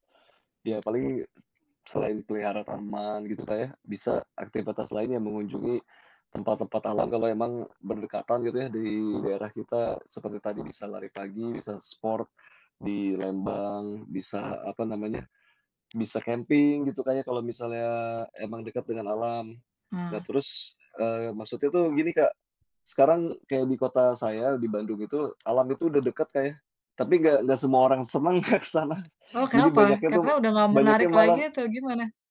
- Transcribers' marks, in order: in English: "sport"; laughing while speaking: "senang, Kak, ke sana"; background speech
- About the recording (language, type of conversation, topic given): Indonesian, podcast, Bagaimana caramu merasa lebih dekat dengan alam setiap hari?